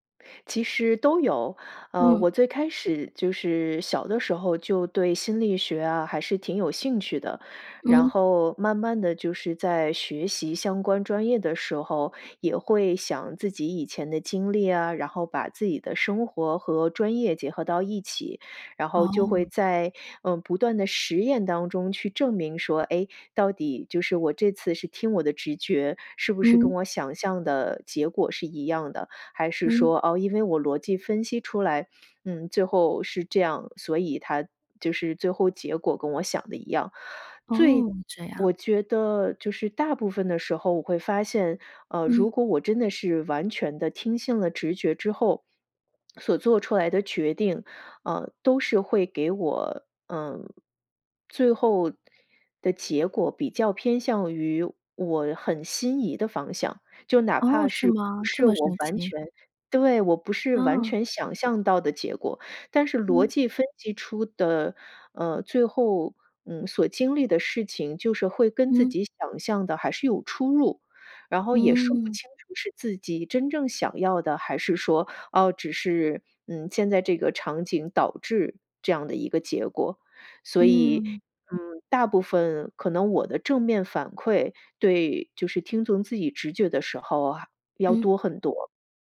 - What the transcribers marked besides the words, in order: other noise; swallow; other background noise
- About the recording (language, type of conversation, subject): Chinese, podcast, 当直觉与逻辑发生冲突时，你会如何做出选择？